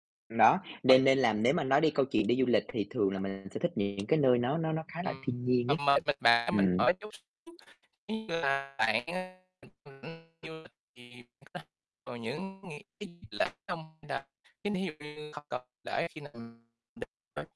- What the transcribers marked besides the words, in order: distorted speech; other background noise; tapping; unintelligible speech; unintelligible speech; unintelligible speech; unintelligible speech; unintelligible speech
- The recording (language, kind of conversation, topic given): Vietnamese, unstructured, Bạn đã từng đi đâu để tận hưởng thiên nhiên xanh mát?